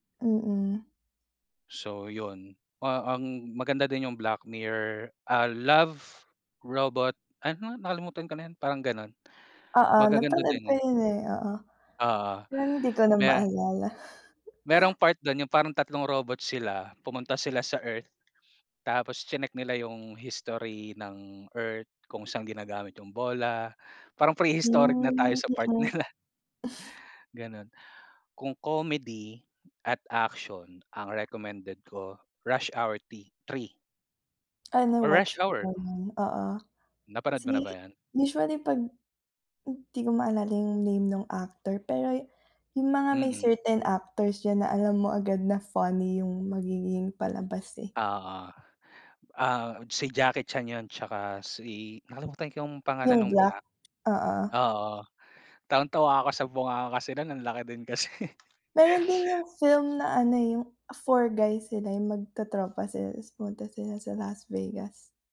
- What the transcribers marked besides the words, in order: chuckle; chuckle; laugh
- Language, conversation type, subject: Filipino, unstructured, Ano ang huling pelikulang talagang nagustuhan mo?
- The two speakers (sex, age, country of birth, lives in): female, 20-24, Philippines, Philippines; male, 30-34, Philippines, Philippines